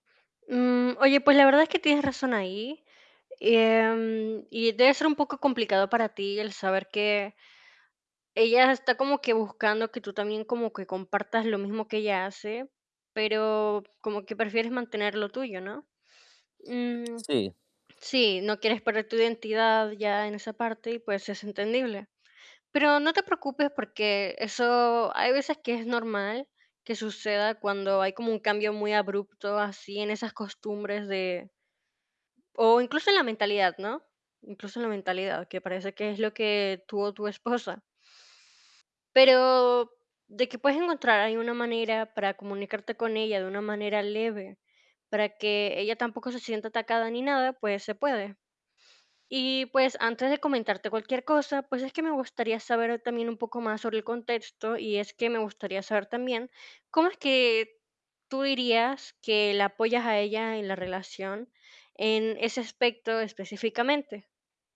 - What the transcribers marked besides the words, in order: other background noise; static; tapping
- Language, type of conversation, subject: Spanish, advice, ¿Cómo puedo apoyar a mi pareja sin perder mi propia identidad?
- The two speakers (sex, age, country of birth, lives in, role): female, 50-54, Venezuela, Portugal, advisor; male, 30-34, Mexico, Mexico, user